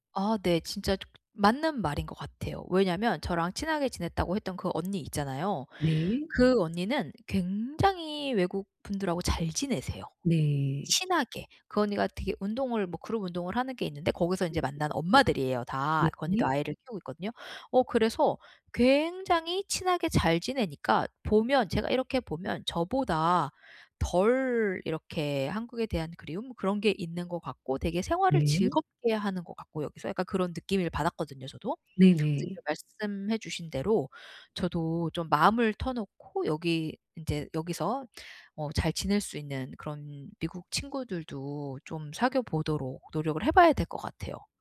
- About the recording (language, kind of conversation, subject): Korean, advice, 낯선 곳에서 향수와 정서적 안정을 어떻게 찾고 유지할 수 있나요?
- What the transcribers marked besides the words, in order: none